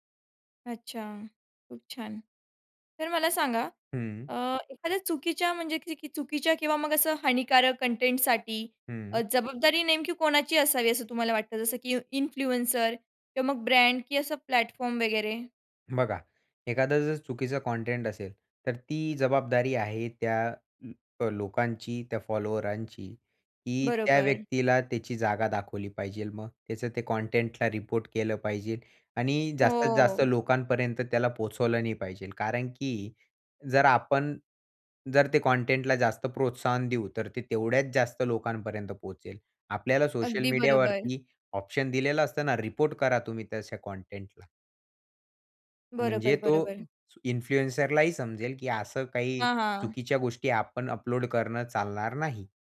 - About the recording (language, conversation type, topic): Marathi, podcast, इन्फ्लुएन्सर्सकडे त्यांच्या कंटेंटबाबत कितपत जबाबदारी असावी असं तुम्हाला वाटतं?
- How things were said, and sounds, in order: in English: "इन्फ्लुएन्सर"; in English: "ब्रँड"; in English: "प्लॅटफॉर्म"; other noise; "पाहिजे" said as "पाहिजेल"; tapping; "पाहिजे" said as "पाहिजेल"; in English: "इन्फ्लुएन्सर"